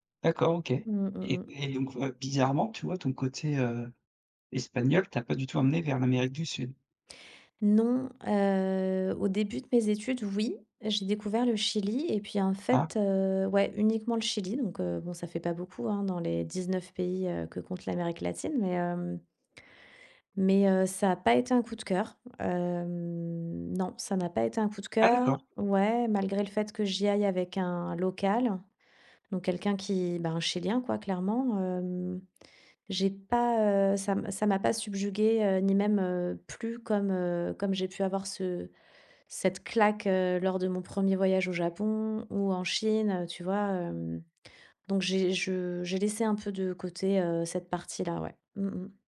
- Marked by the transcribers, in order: drawn out: "heu"; stressed: "oui"; stressed: "pas"; drawn out: "Hem"; stressed: "claque"
- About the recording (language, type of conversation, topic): French, podcast, Peux-tu raconter une histoire de migration dans ta famille ?